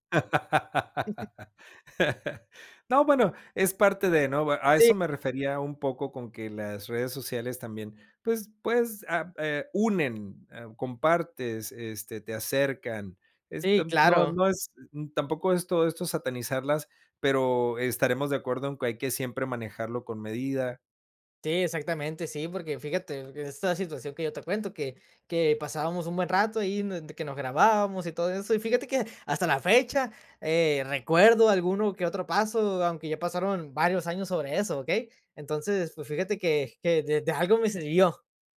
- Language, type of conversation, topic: Spanish, podcast, ¿En qué momentos te desconectas de las redes sociales y por qué?
- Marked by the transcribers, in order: laugh; other background noise